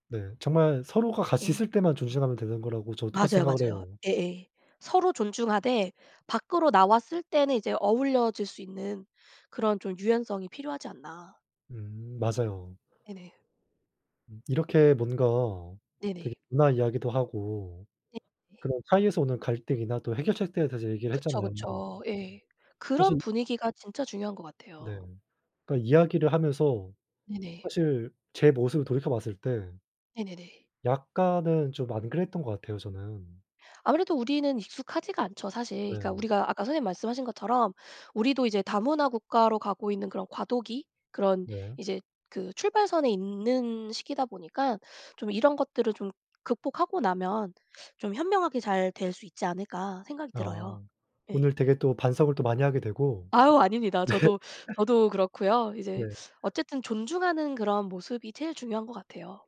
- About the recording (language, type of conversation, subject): Korean, unstructured, 다양한 문화가 공존하는 사회에서 가장 큰 도전은 무엇일까요?
- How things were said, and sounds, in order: laughing while speaking: "네"